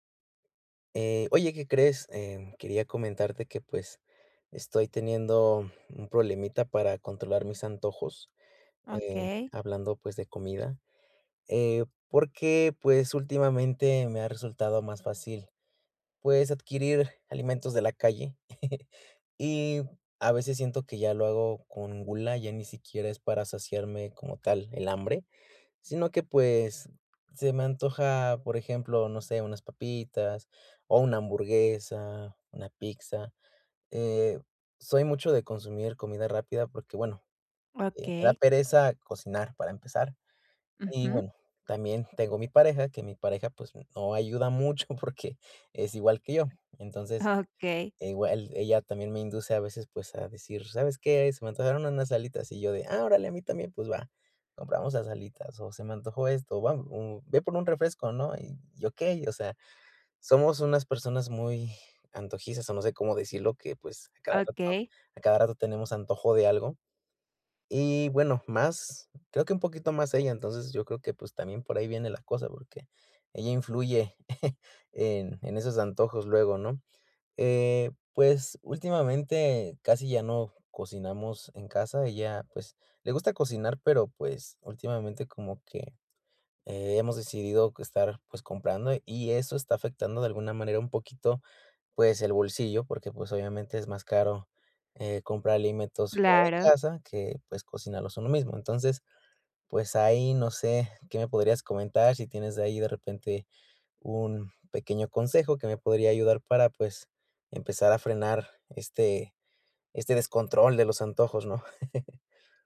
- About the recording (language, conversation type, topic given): Spanish, advice, ¿Cómo puedo controlar los antojos y comer menos por emociones?
- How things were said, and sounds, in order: chuckle; laughing while speaking: "no ayuda mucho porque"; chuckle; chuckle